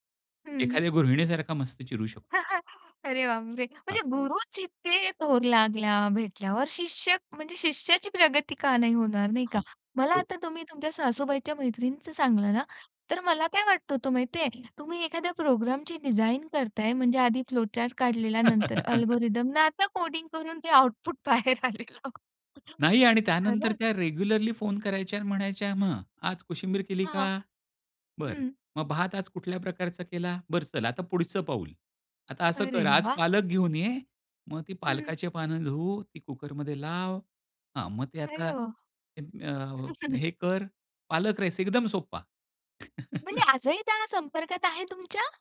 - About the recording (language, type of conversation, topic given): Marathi, podcast, आपण मार्गदर्शकाशी नातं कसं निर्माण करता आणि त्याचा आपल्याला कसा फायदा होतो?
- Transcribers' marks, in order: chuckle; in English: "फ्लो चार्ट"; chuckle; in English: "अल्गोरिथम"; laughing while speaking: "बाहेर आलेलं"; laugh; in English: "रेग्युलरली"; unintelligible speech; chuckle; tapping; chuckle